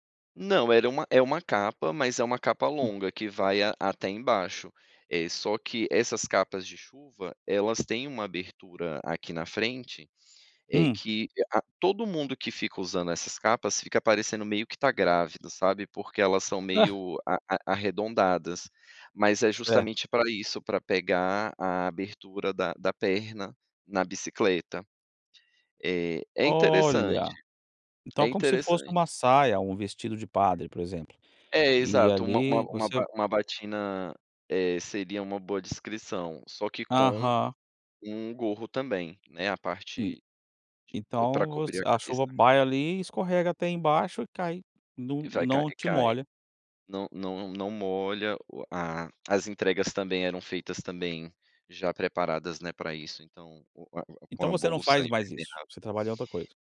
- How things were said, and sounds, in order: tapping; other background noise
- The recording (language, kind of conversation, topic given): Portuguese, podcast, Como o ciclo das chuvas afeta seu dia a dia?